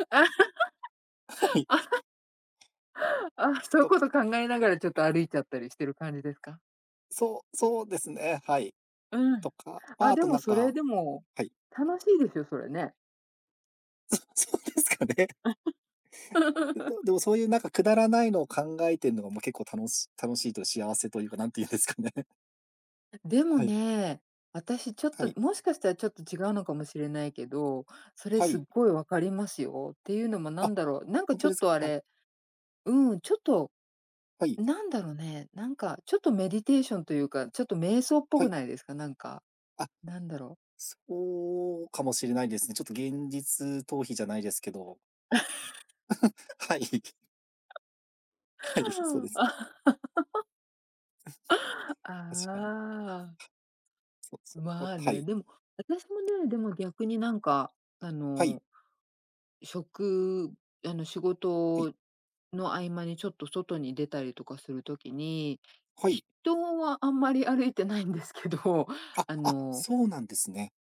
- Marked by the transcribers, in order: laugh; laughing while speaking: "はい"; other background noise; laughing while speaking: "あ、そゆこと"; laughing while speaking: "そ そうですかね"; laugh; unintelligible speech; laughing while speaking: "ですかね"; in English: "メディテーション"; chuckle; laugh; laughing while speaking: "はい"; laugh; laughing while speaking: "はい"; chuckle; drawn out: "ああ"
- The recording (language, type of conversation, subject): Japanese, unstructured, 幸せを感じるのはどんなときですか？